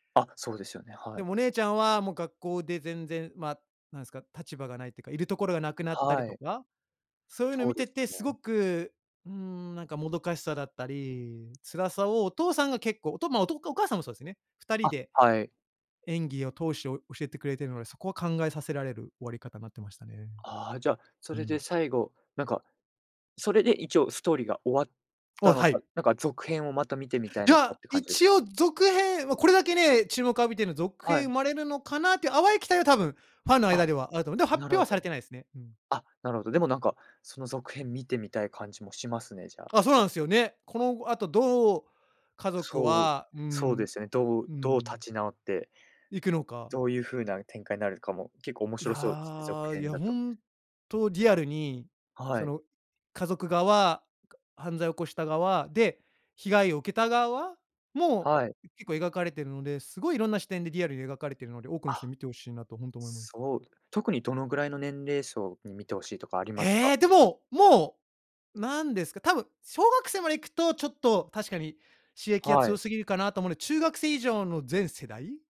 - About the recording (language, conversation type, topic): Japanese, podcast, 最近ハマっているドラマについて教えてくれますか？
- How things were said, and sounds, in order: none